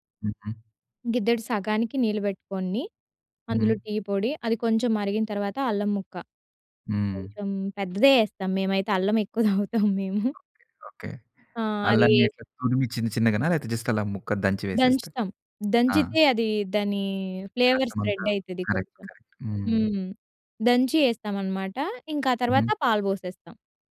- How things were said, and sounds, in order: other background noise; laughing while speaking: "ఎక్కువ తాగుతాం మేము"; in English: "జస్ట్"; in English: "ఫ్లేవర్"; in English: "కరెక్ట్ కరెక్ట్"
- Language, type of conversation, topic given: Telugu, podcast, కాఫీ లేదా టీ తాగే విషయంలో మీరు పాటించే అలవాట్లు ఏమిటి?